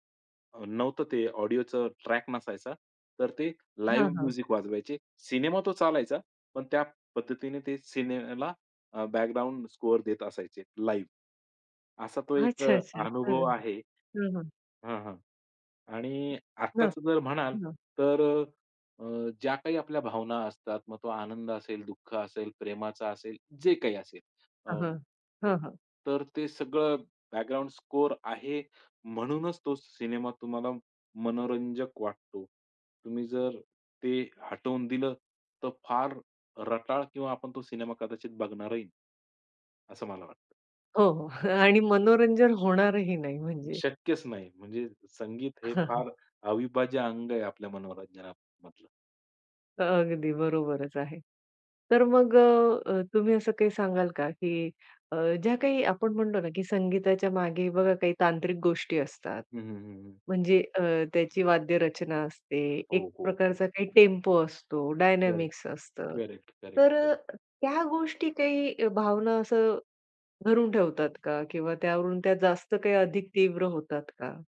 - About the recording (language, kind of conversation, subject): Marathi, podcast, सिनेमात संगीतामुळे भावनांना कशी उर्जा मिळते?
- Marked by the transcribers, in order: in English: "ऑडिओचं"; in English: "लाईव्ह म्युझिक"; "सिनेमाला" said as "सिनेअला"; in English: "लाईव्ह"; other background noise; chuckle; chuckle; in English: "डायनामिक्स"; tapping